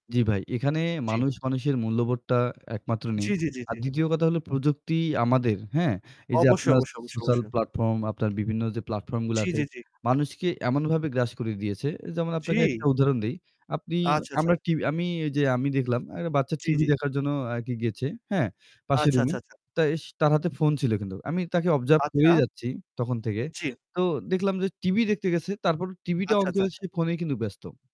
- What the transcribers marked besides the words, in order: static; tapping; "গিয়েছে" said as "গেচে"; distorted speech
- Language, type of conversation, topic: Bengali, unstructured, আপনার মতে, সমাজে ভ্রাতৃত্ববোধ কীভাবে বাড়ানো যায়?